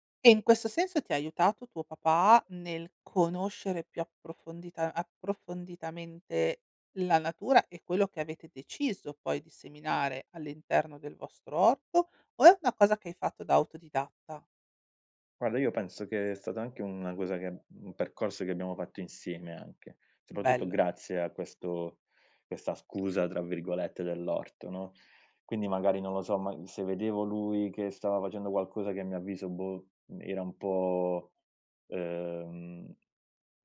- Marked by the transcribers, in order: none
- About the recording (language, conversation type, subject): Italian, podcast, Qual è un'esperienza nella natura che ti ha fatto cambiare prospettiva?